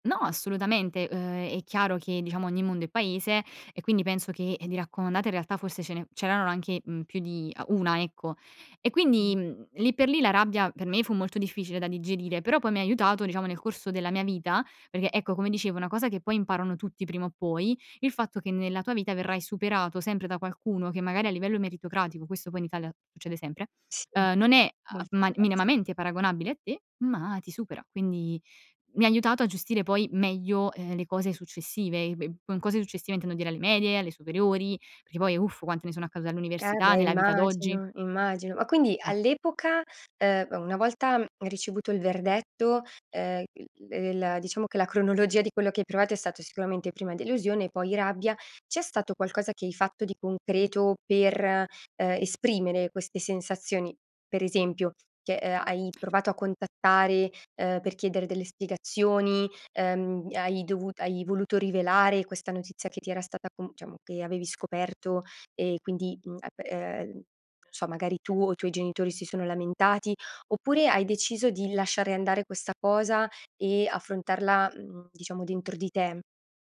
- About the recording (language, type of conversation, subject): Italian, podcast, Qual è una lezione difficile che hai imparato?
- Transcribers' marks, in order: other background noise; "diciamo" said as "ciamo"